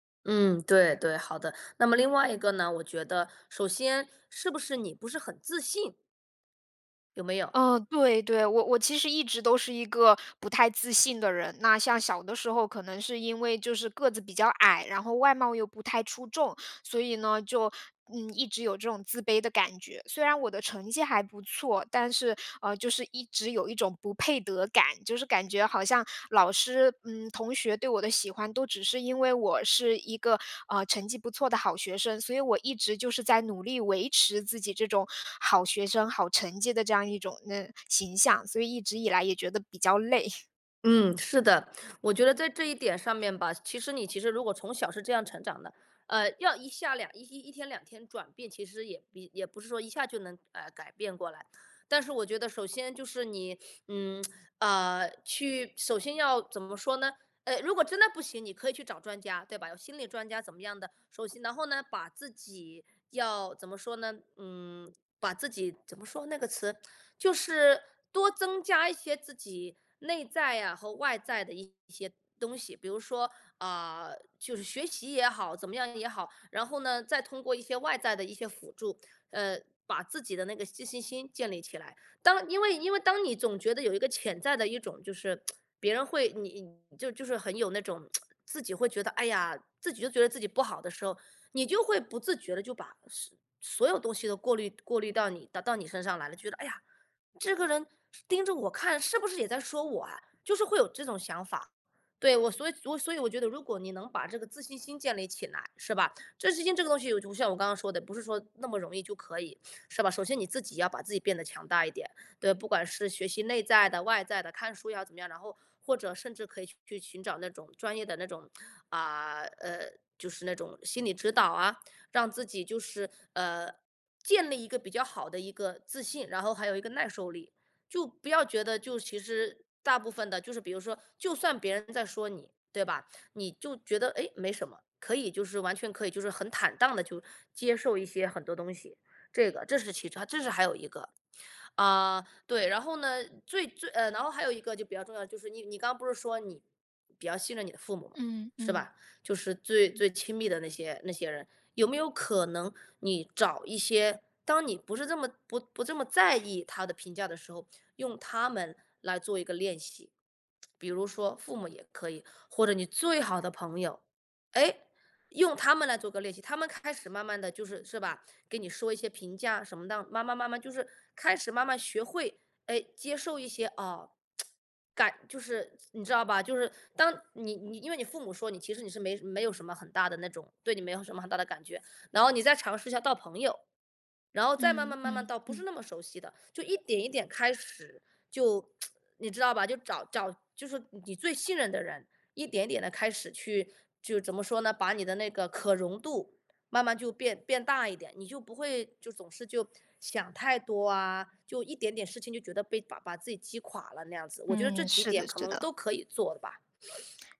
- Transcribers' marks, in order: laughing while speaking: "累"; sniff; lip smack; "自信心" said as "寄信心"; lip smack; lip smack; sniff; lip smack; stressed: "最"; "的" said as "荡"; lip smack; lip smack; tapping; sniff
- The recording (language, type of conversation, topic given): Chinese, advice, 我很在意别人的评价，怎样才能不那么敏感？